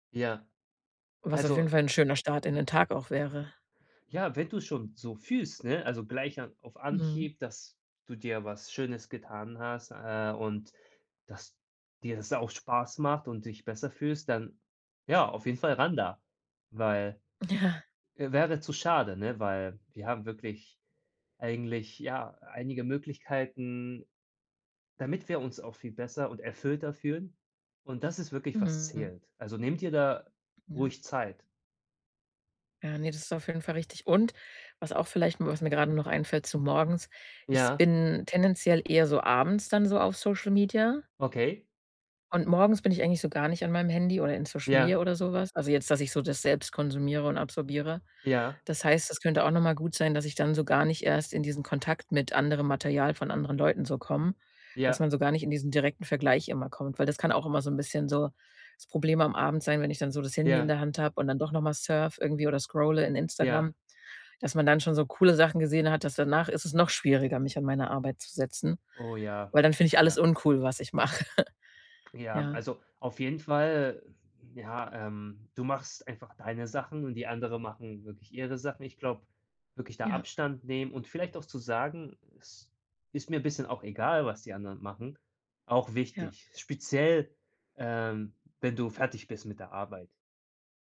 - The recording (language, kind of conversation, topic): German, advice, Wie kann ich eine Routine für kreatives Arbeiten entwickeln, wenn ich regelmäßig kreativ sein möchte?
- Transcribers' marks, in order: laughing while speaking: "mache"; other background noise